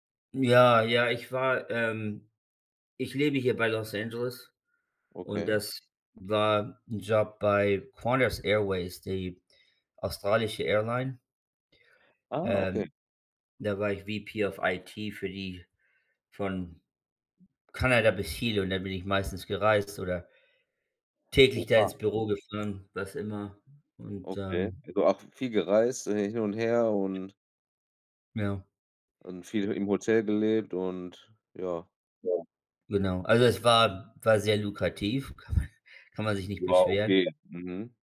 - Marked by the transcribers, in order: in English: "VP of IT"; other background noise; laughing while speaking: "kann man"
- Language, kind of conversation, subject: German, unstructured, Wie findest du eine gute Balance zwischen Arbeit und Privatleben?